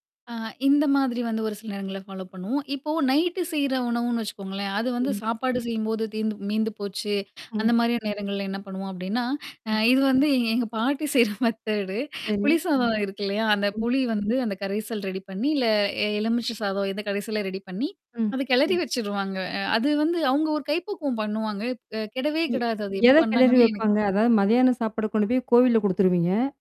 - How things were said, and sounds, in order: tapping; other background noise
- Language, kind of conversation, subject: Tamil, podcast, ஒரு விருந்து முடிந்த பிறகு மீதமுள்ள உணவை நீங்கள் எப்படிப் பயன்படுத்துவீர்கள்?